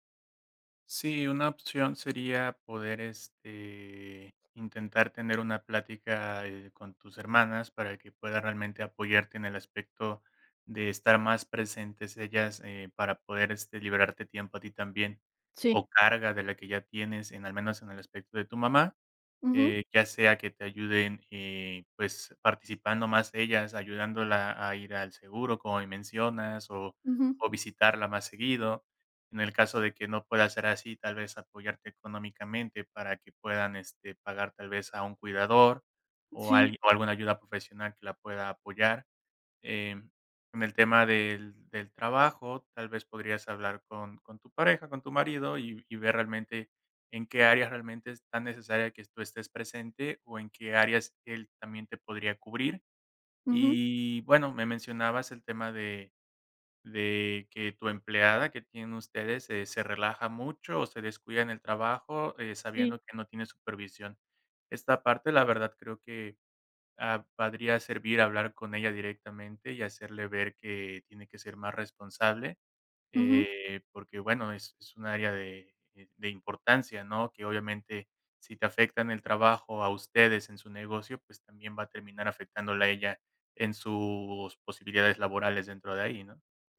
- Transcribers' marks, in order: "podría" said as "padría"
- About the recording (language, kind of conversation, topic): Spanish, advice, ¿Cómo puedo manejar sentirme abrumado por muchas responsabilidades y no saber por dónde empezar?